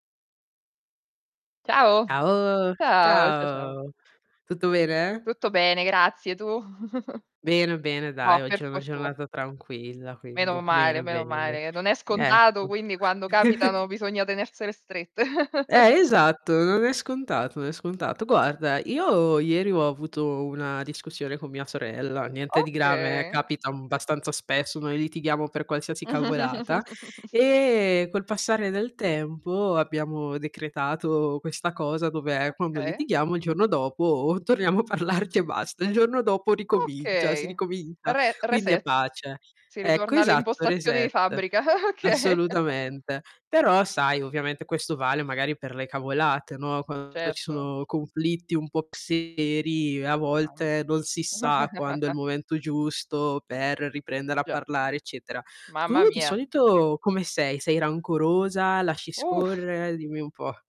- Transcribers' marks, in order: drawn out: "ao"; "Ciao" said as "ao"; static; tapping; chuckle; chuckle; chuckle; other background noise; chuckle; "Okay" said as "occhè"; laughing while speaking: "torniamo a parlarci e basta"; laughing while speaking: "okay"; chuckle; distorted speech; chuckle
- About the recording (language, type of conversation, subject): Italian, unstructured, Come fai a capire quando è il momento giusto per fare pace?